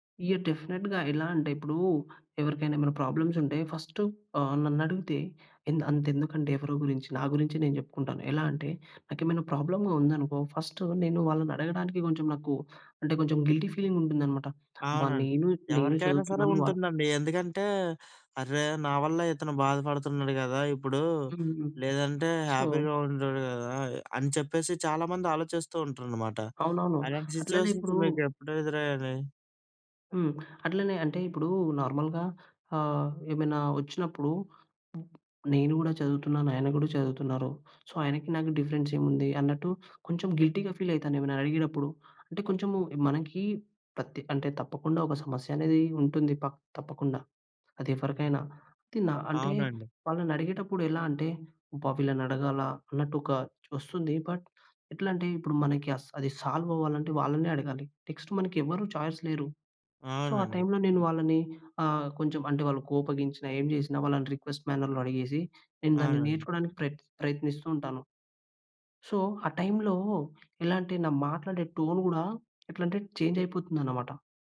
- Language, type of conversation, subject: Telugu, podcast, సమస్యపై మాట్లాడడానికి సరైన సమయాన్ని మీరు ఎలా ఎంచుకుంటారు?
- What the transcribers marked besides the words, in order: in English: "డెఫినెట్‌గా"; other background noise; in English: "ప్రాబ్లమ్‌గా"; in English: "ఫస్ట్"; in English: "గిల్టీ"; in English: "హ్యాపీగా"; in English: "సో"; in English: "సిచ్యువేషన్స్"; in English: "నార్మల్‍గా"; in English: "సో"; in English: "గిల్టీగా"; in English: "బట్"; in English: "ఛాయిస్"; in English: "సో"; in English: "రిక్వెస్ట్ మ్యానర్‌లో"; in English: "సో"; in English: "టోన్"